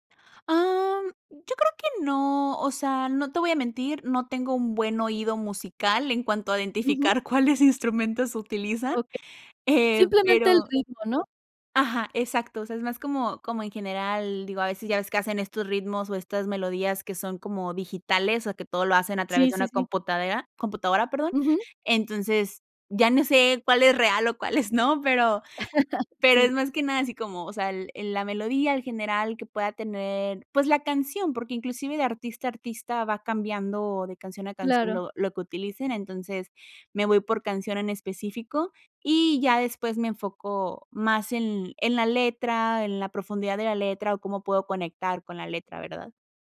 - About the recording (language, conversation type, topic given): Spanish, podcast, ¿Qué papel juega la música en tu vida para ayudarte a desconectarte del día a día?
- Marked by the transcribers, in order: laughing while speaking: "cuáles instrumentos"; "computadora" said as "computadera"; chuckle